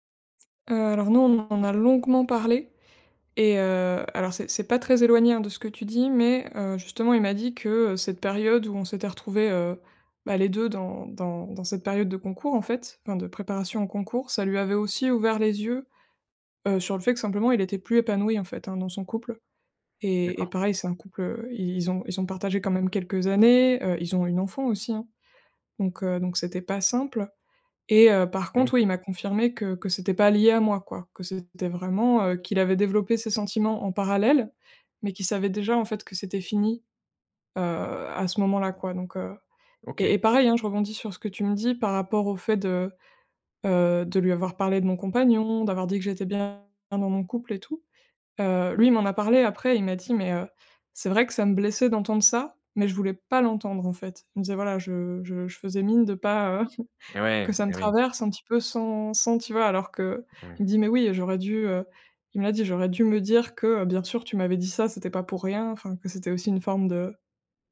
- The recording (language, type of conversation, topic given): French, advice, Comment gérer une amitié qui devient romantique pour l’une des deux personnes ?
- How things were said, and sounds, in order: chuckle